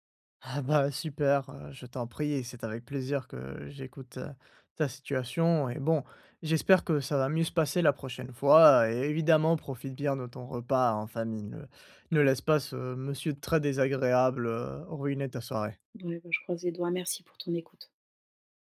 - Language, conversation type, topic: French, advice, Comment gérer les différences de valeurs familiales lors d’un repas de famille tendu ?
- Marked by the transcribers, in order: laughing while speaking: "Ah"; other background noise